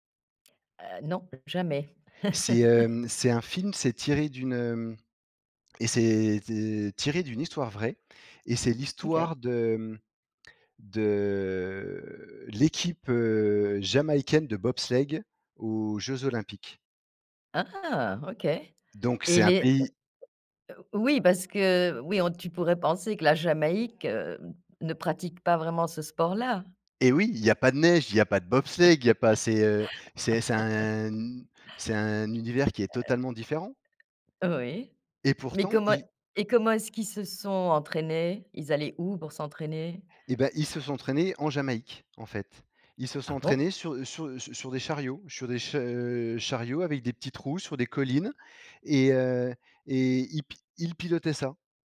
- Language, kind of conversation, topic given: French, podcast, Quels films te reviennent en tête quand tu repenses à ton adolescence ?
- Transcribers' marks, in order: chuckle; tapping; drawn out: "de"; chuckle